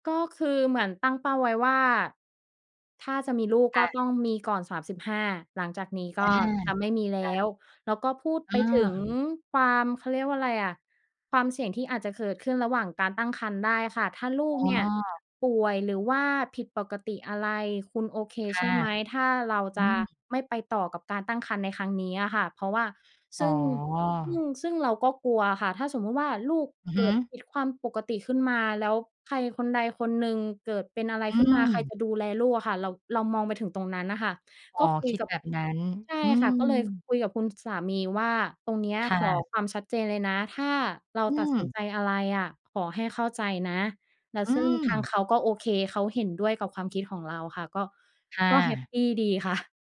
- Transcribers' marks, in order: other background noise; laughing while speaking: "ค่ะ"
- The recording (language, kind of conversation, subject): Thai, podcast, คุณมีเกณฑ์อะไรบ้างในการเลือกคู่ชีวิต?